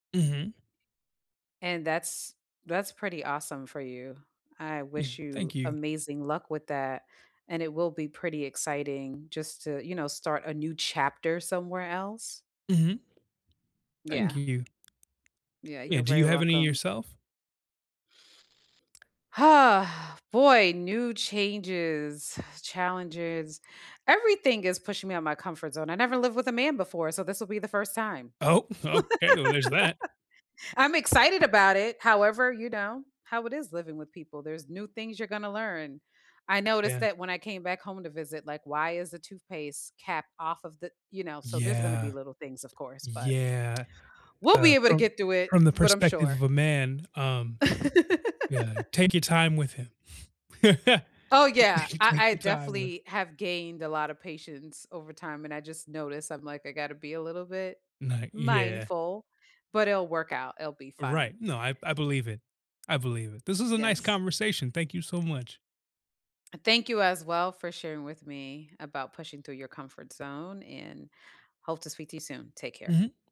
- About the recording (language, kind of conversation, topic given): English, unstructured, What’s something you’ve done that pushed you out of your comfort zone?
- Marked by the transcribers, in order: tapping; other background noise; laugh; laugh; chuckle